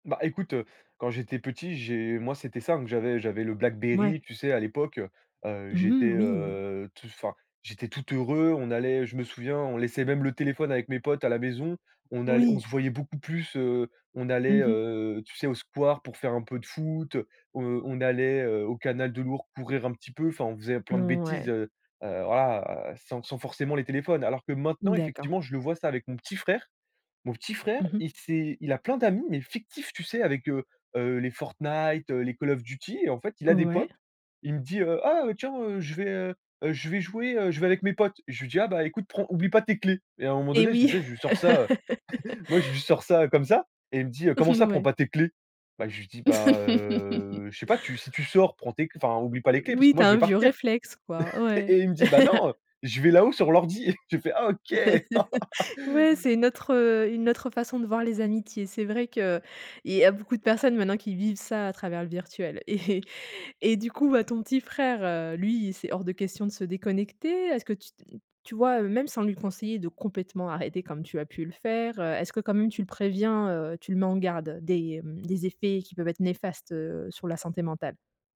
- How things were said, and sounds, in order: laugh; chuckle; laugh; drawn out: "heu"; chuckle; other noise; laugh; chuckle; laugh; laughing while speaking: "Et"
- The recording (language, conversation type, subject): French, podcast, Quelles astuces pour déconnecter vraiment après la journée ?